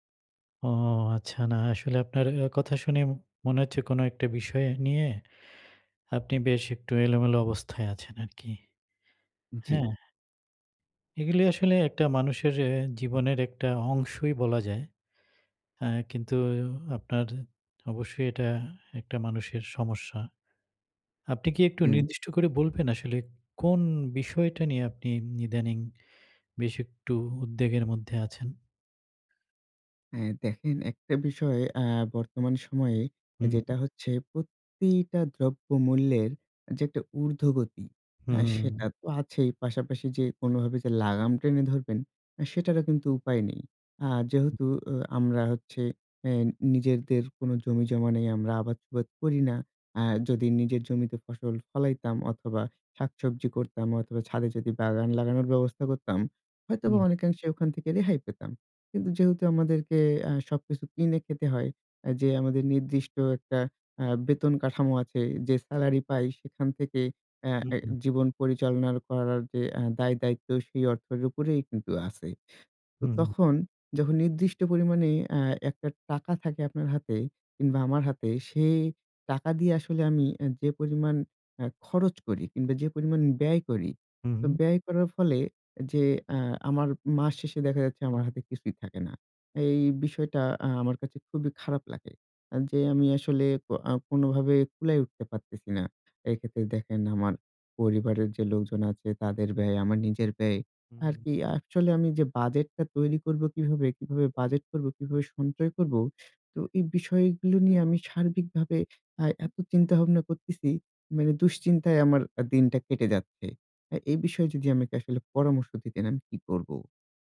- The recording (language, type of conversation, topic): Bengali, advice, আর্থিক দুশ্চিন্তা কমাতে আমি কীভাবে বাজেট করে সঞ্চয় শুরু করতে পারি?
- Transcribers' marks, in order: other background noise